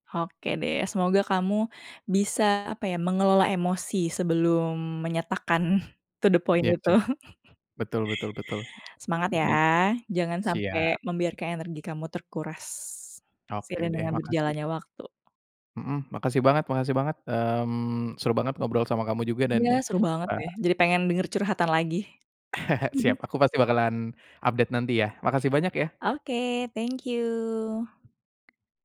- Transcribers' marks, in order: laughing while speaking: "menyatakan to the point itu"; in English: "to the point"; chuckle; other background noise; unintelligible speech; tapping; chuckle; in English: "update"
- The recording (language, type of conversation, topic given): Indonesian, advice, Bagaimana cara mengatakan tidak pada permintaan orang lain agar rencanamu tidak terganggu?